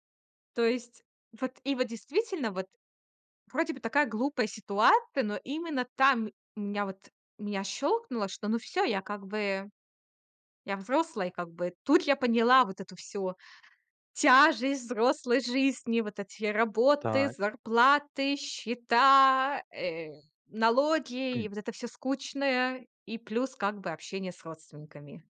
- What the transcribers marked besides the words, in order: none
- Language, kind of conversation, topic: Russian, podcast, Когда ты впервые почувствовал себя по‑настоящему взрослым?